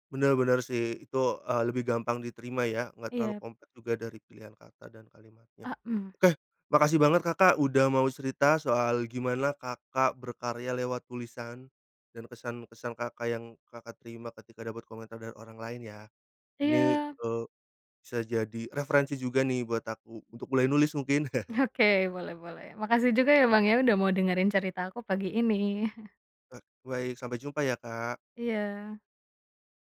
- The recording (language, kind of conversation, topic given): Indonesian, podcast, Apa rasanya saat kamu menerima komentar pertama tentang karya kamu?
- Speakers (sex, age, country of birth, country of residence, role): female, 25-29, Indonesia, Indonesia, guest; male, 30-34, Indonesia, Indonesia, host
- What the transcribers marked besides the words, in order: chuckle; chuckle